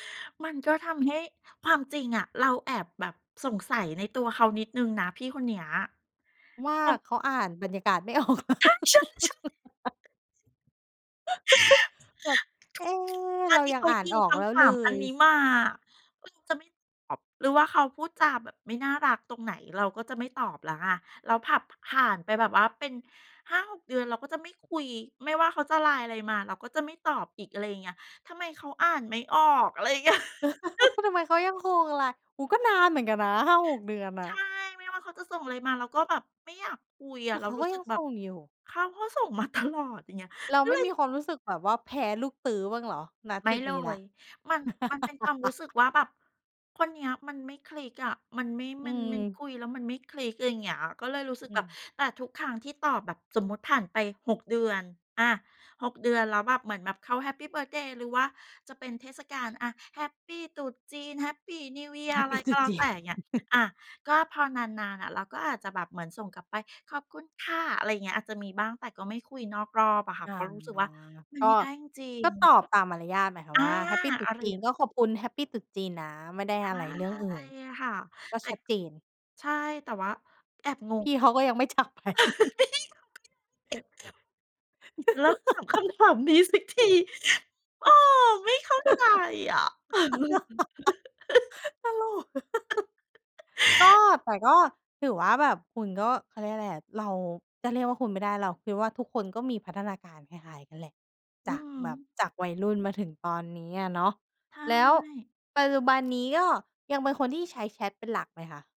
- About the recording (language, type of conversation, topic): Thai, podcast, เมื่อเห็นว่าคนอ่านแล้วไม่ตอบ คุณทำอย่างไรต่อไป?
- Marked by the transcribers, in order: put-on voice: "ใช่ ๆ ๆ"; laughing while speaking: "ออกเหรอ"; other background noise; gasp; unintelligible speech; laugh; giggle; chuckle; laughing while speaking: "ตลอด"; laugh; tapping; laughing while speaking: "แฮปปีตรุษจีน"; chuckle; drawn out: "ใช่"; laughing while speaking: "จากไป"; laugh; chuckle; laugh; laughing while speaking: "เลิกถามคำถามนี้สักที"; laugh; put-on voice: "เออ"; laughing while speaking: "ตลก"; chuckle; laugh